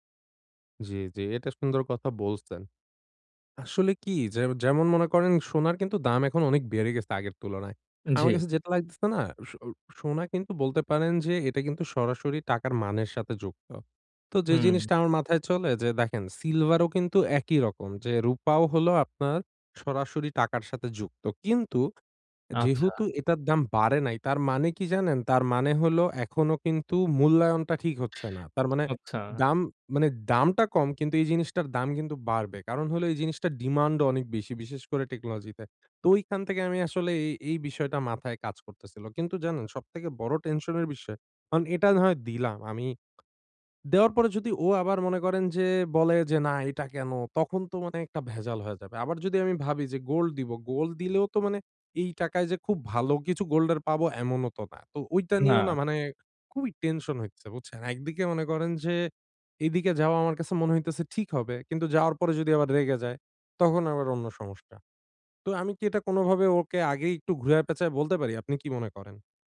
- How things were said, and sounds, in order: tapping
- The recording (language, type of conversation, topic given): Bengali, advice, আমি কীভাবে উপযুক্ত উপহার বেছে নিয়ে প্রত্যাশা পূরণ করতে পারি?